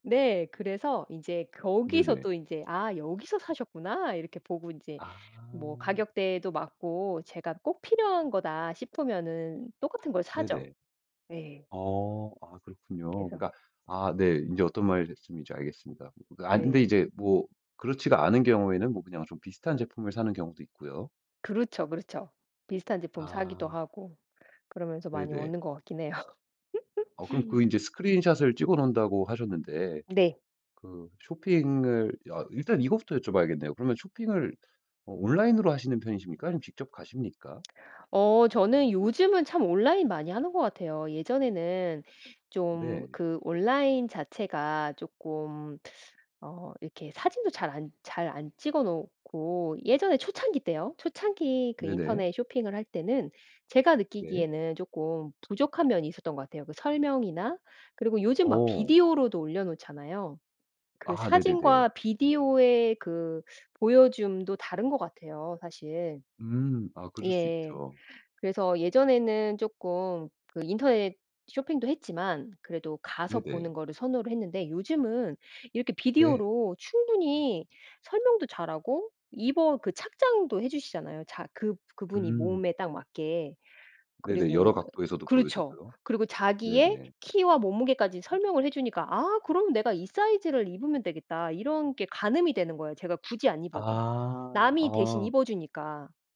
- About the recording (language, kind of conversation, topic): Korean, podcast, 스타일 영감은 보통 어디서 얻나요?
- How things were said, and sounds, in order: other background noise; laughing while speaking: "해요"; laugh